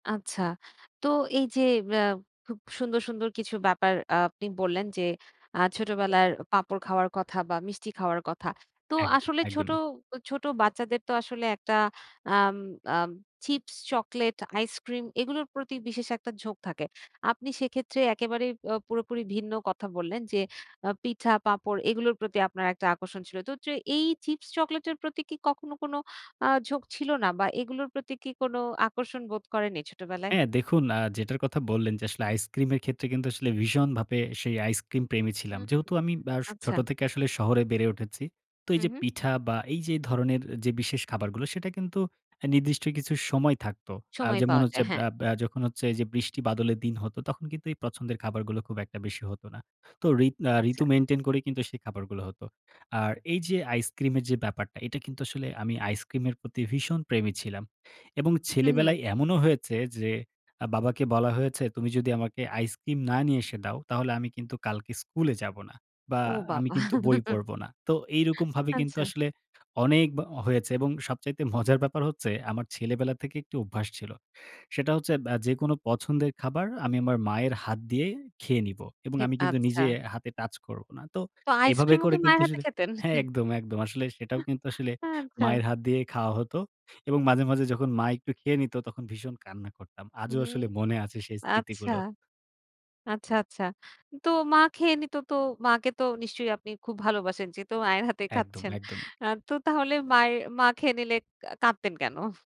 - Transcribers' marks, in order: tapping; other background noise; "ভীষণভাবে" said as "ভীষণভাপে"; in English: "মেইনটেইন"; chuckle; scoff; laughing while speaking: "আচ্ছা"; laughing while speaking: "যেহেতু মায়ের হাতে খাচ্ছেন আ … কা কাঁদতেন কেন?"
- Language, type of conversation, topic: Bengali, podcast, শিশুকালীন কোনো খাবারের স্মৃতি তোমার স্বাদপছন্দ কীভাবে গড়ে দিয়েছে?